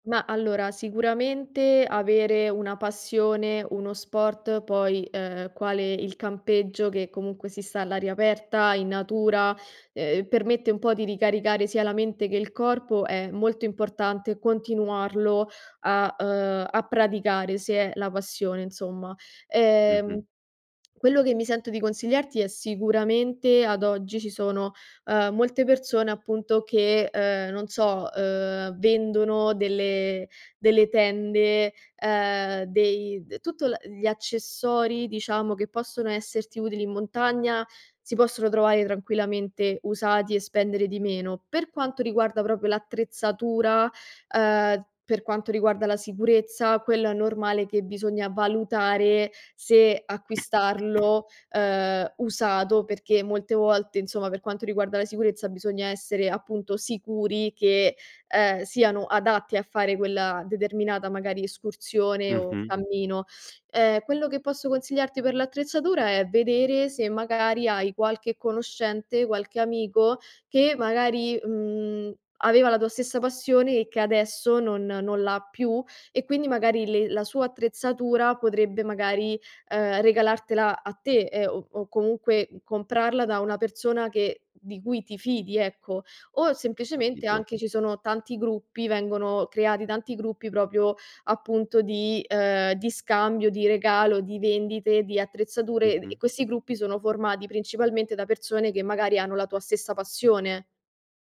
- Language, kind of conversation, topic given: Italian, advice, Come posso rispettare un budget mensile senza sforarlo?
- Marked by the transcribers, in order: tapping; "proprio" said as "propio"; other background noise; cough; "insomma" said as "insoma"; "proprio" said as "propio"